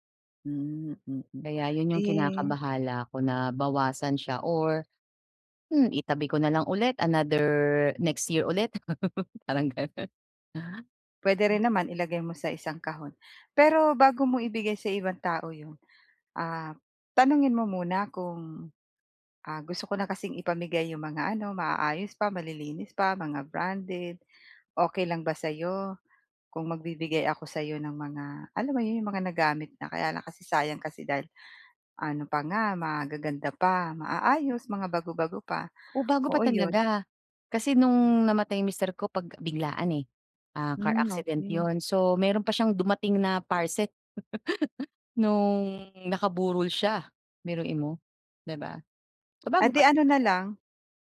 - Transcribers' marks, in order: other background noise; laugh; laughing while speaking: "Parang gano'n"; giggle
- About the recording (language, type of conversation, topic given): Filipino, advice, Paano ko mababawasan nang may saysay ang sobrang dami ng gamit ko?
- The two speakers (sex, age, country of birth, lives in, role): female, 40-44, Philippines, Philippines, user; female, 45-49, Philippines, Philippines, advisor